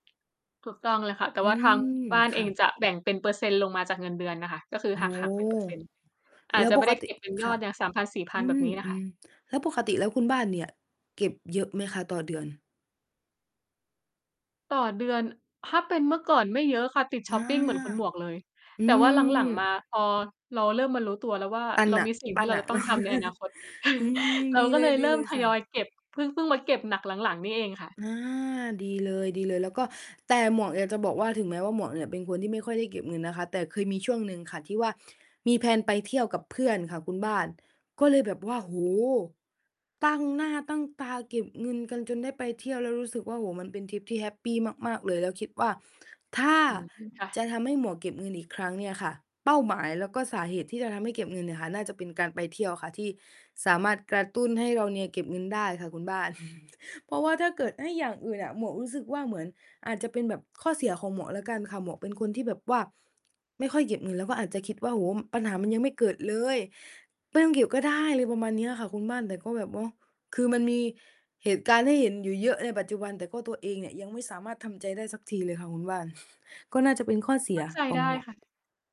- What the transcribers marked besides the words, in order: tapping; mechanical hum; distorted speech; background speech; other background noise; chuckle; in English: "แพลน"; chuckle; chuckle
- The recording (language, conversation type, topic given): Thai, unstructured, ทำไมบางคนถึงเก็บเงินไม่ได้ ทั้งที่มีรายได้เท่าเดิม?